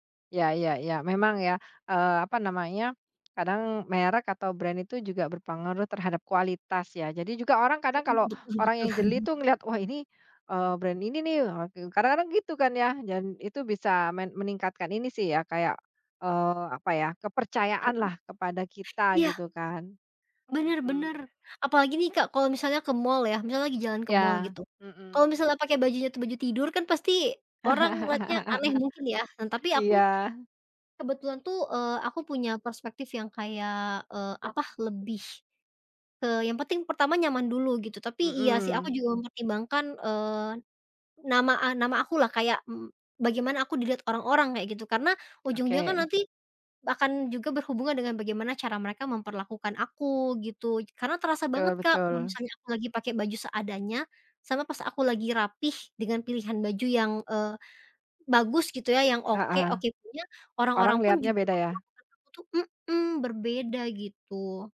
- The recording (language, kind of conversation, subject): Indonesian, podcast, Bagaimana cara kamu memilih dan memadukan pakaian agar merasa lebih percaya diri setiap hari?
- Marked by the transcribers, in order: in English: "brand"; laughing while speaking: "betul"; in English: "brand"; tapping; laugh; "Betul-" said as "tul"